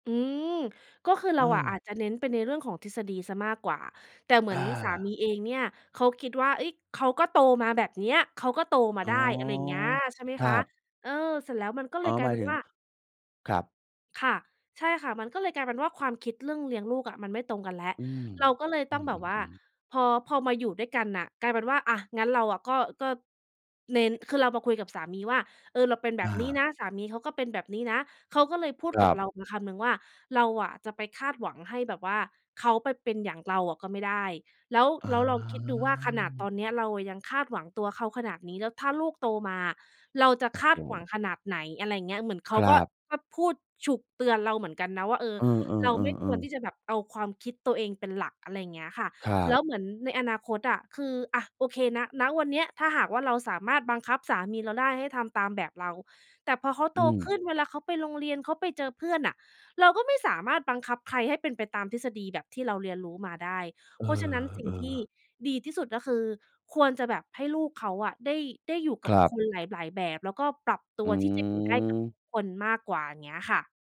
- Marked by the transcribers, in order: none
- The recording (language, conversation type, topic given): Thai, podcast, เวลาคุณกับคู่ของคุณมีความเห็นไม่ตรงกันเรื่องการเลี้ยงลูก คุณควรคุยกันอย่างไรให้หาทางออกร่วมกันได้?